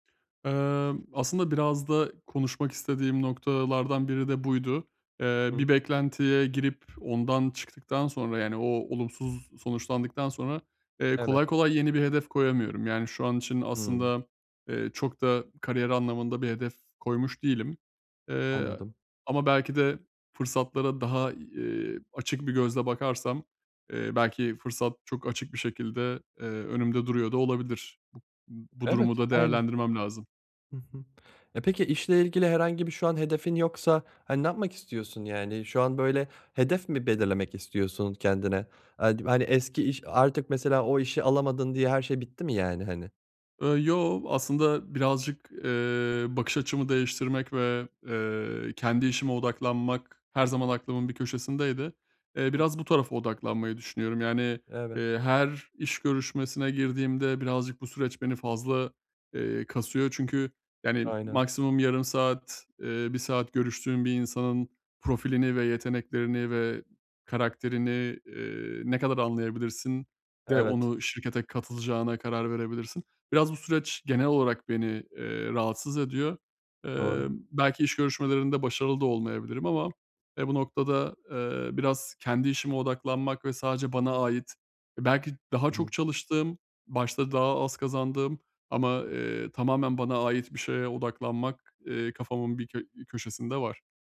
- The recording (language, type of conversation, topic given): Turkish, advice, Beklentilerim yıkıldıktan sonra yeni hedeflerimi nasıl belirleyebilirim?
- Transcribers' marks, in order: tapping; other background noise; unintelligible speech